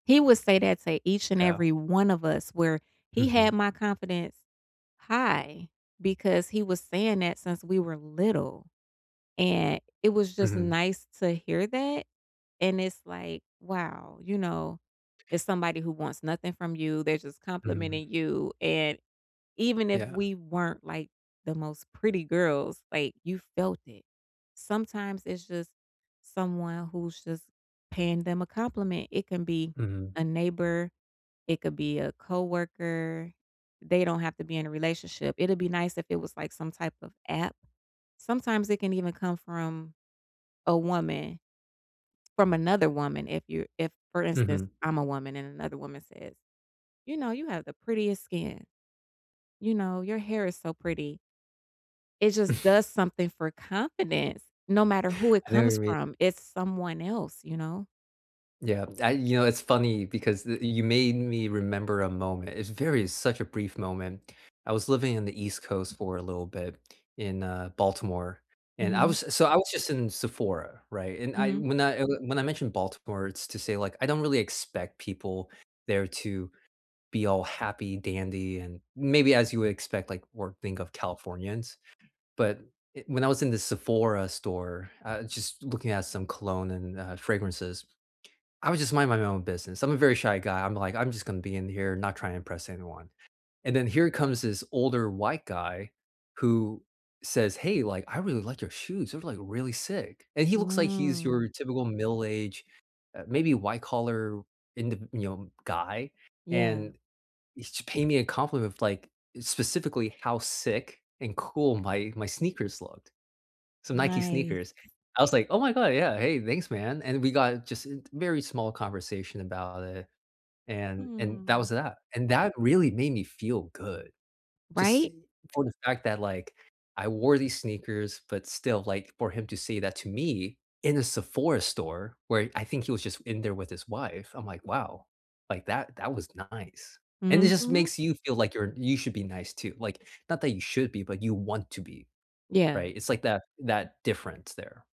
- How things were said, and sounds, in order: other background noise; chuckle
- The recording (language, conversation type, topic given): English, unstructured, Why do I feel ashamed of my identity and what helps?